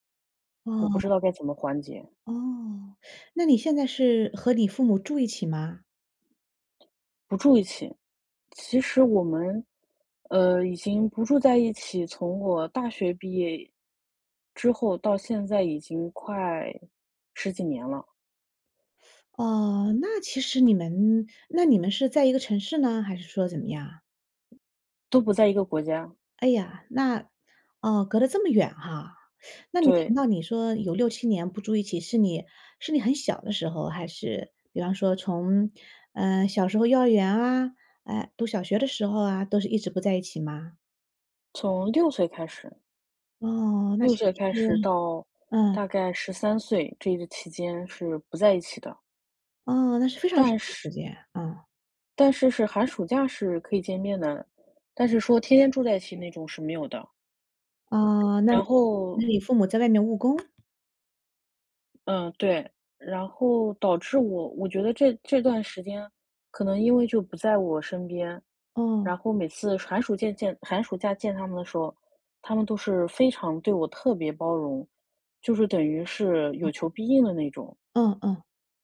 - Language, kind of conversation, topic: Chinese, advice, 情绪触发与行为循环
- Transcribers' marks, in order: other background noise; teeth sucking; "听到" said as "停到"; tapping